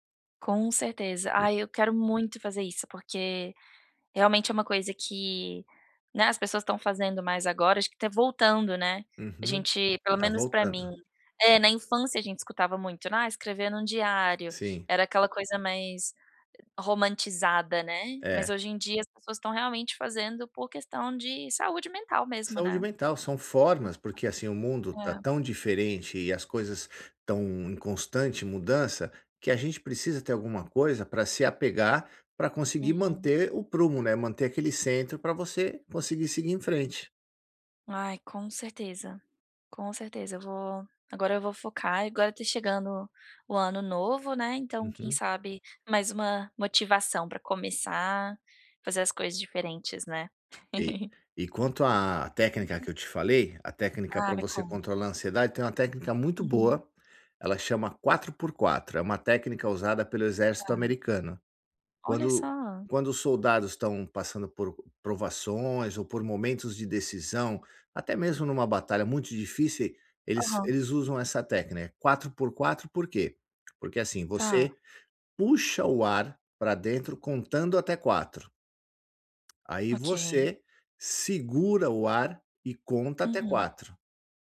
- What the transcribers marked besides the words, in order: other background noise; tapping; chuckle; unintelligible speech
- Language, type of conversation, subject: Portuguese, advice, Como posso me manter motivado(a) para fazer práticas curtas todos os dias?